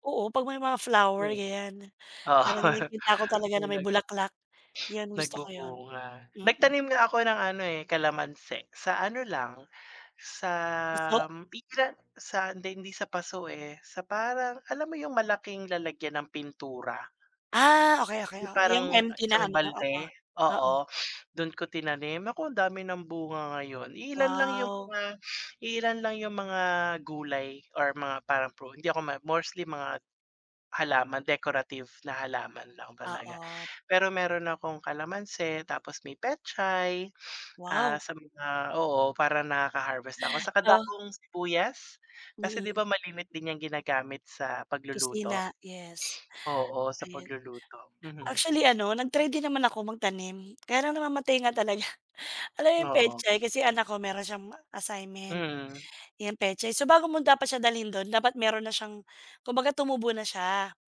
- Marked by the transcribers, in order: laughing while speaking: "Oo"; "mostly" said as "morsly"; laughing while speaking: "talaga"
- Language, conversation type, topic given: Filipino, unstructured, Ano ang pinaka-kasiya-siyang bahagi ng pagkakaroon ng libangan?